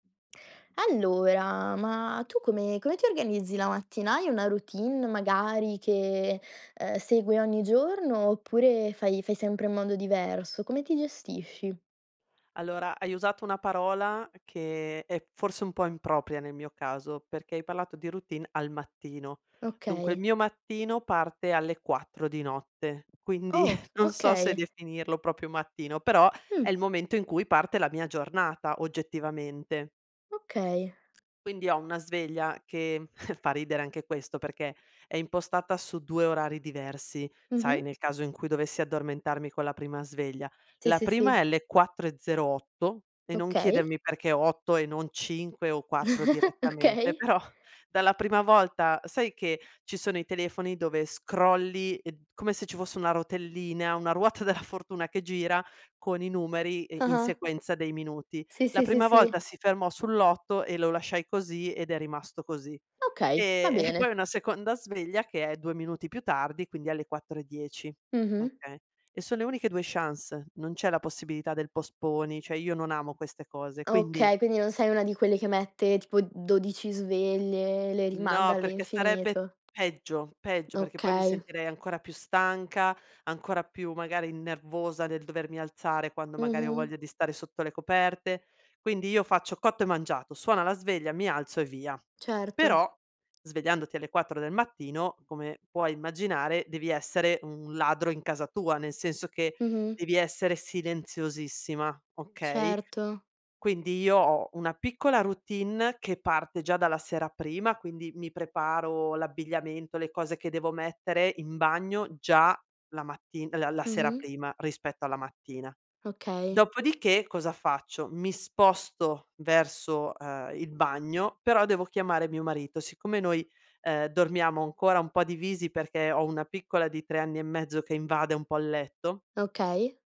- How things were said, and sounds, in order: tapping; chuckle; other background noise; chuckle; chuckle; laughing while speaking: "Okay"; laughing while speaking: "però"
- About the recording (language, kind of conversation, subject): Italian, podcast, Com’è la tua routine mattutina?